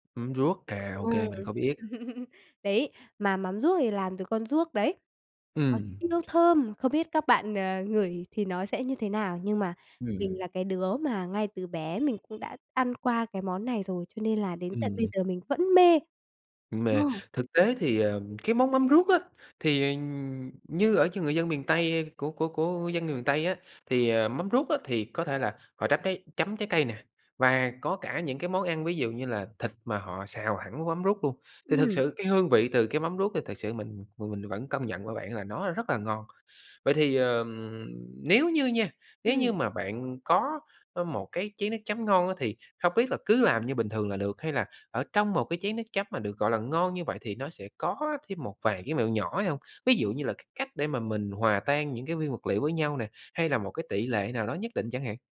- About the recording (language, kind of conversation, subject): Vietnamese, podcast, Bạn có bí quyết nào để pha nước chấm ngon không?
- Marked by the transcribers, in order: tapping; laugh; other background noise; horn; "chấm" said as "trắt"